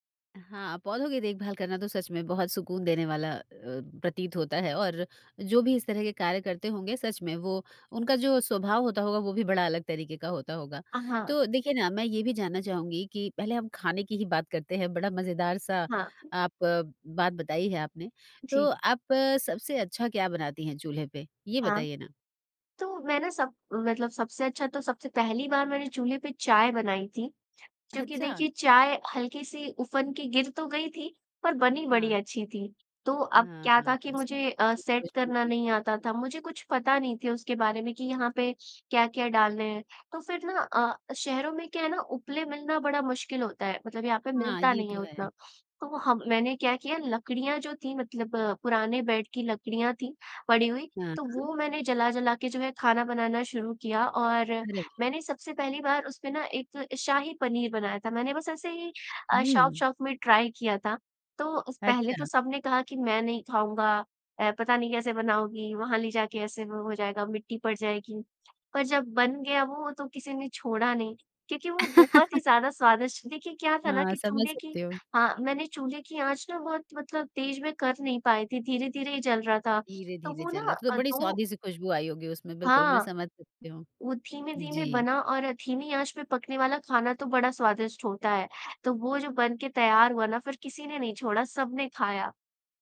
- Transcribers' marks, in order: in English: "सेट"; unintelligible speech; in English: "ट्राई"; laugh
- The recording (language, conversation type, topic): Hindi, podcast, बचपन का कोई शौक अभी भी ज़िंदा है क्या?